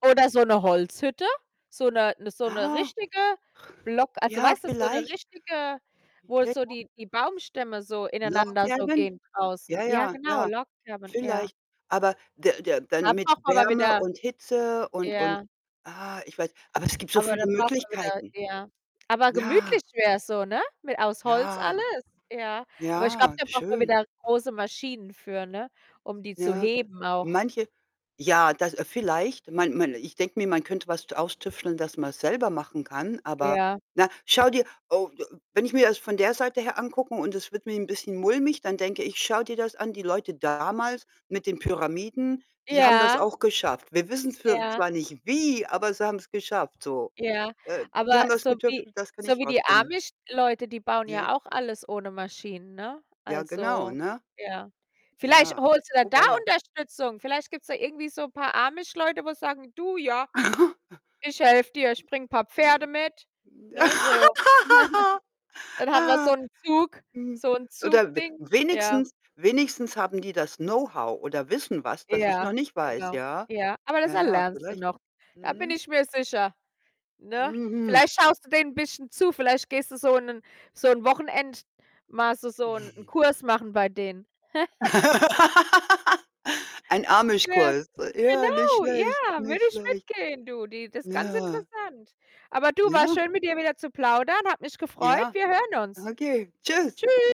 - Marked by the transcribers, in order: other background noise; unintelligible speech; unintelligible speech; in English: "Log Cabin"; distorted speech; tapping; stressed: "wie"; snort; other noise; giggle; chuckle; in English: "Know-how"; chuckle; laugh; chuckle; unintelligible speech
- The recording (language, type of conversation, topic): German, unstructured, Kann man zu ehrgeizig sein, und warum oder warum nicht?